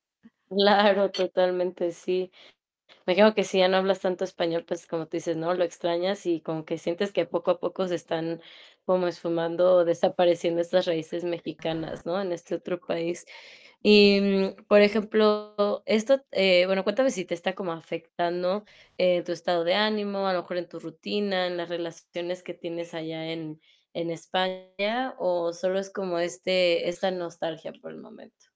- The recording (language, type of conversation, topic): Spanish, advice, ¿Cómo describirías la nostalgia que sientes por la cultura y las costumbres de tu país de origen?
- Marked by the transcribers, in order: tapping; other background noise; static; distorted speech